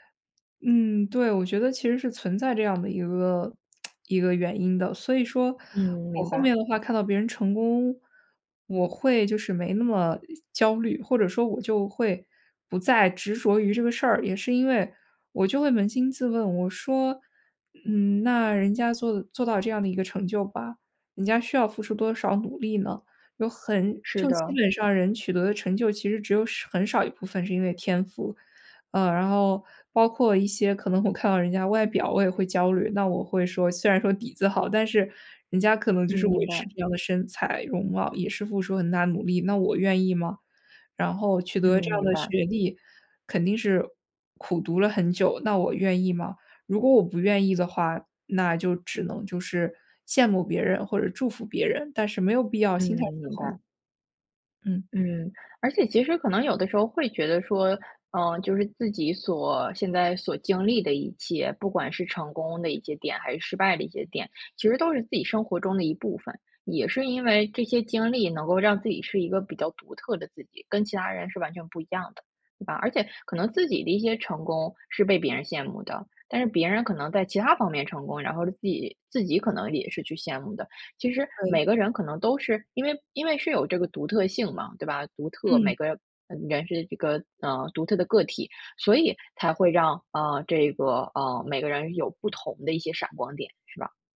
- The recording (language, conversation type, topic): Chinese, podcast, 你是如何停止与他人比较的？
- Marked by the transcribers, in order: tsk